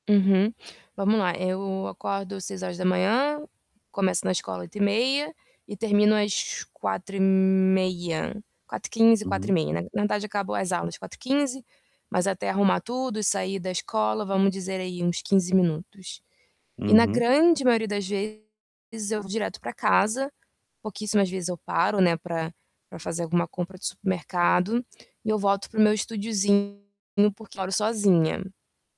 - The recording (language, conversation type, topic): Portuguese, advice, Como posso aproveitar o fim de semana sem sentir culpa?
- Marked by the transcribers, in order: static; distorted speech